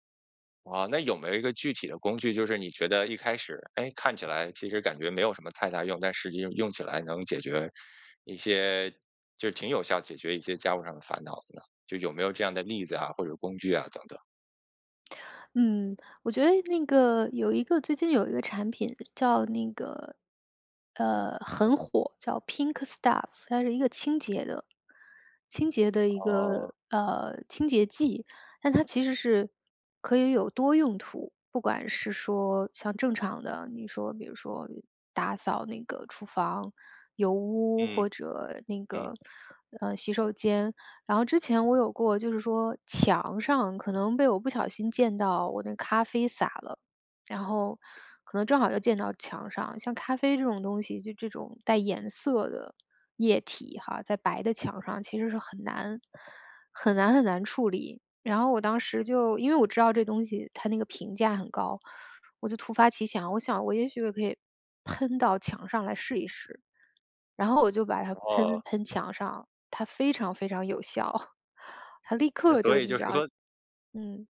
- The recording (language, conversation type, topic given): Chinese, podcast, 在家里应该怎样更公平地分配家务？
- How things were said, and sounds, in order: in English: "pink staff"; other background noise; laughing while speaking: "有效"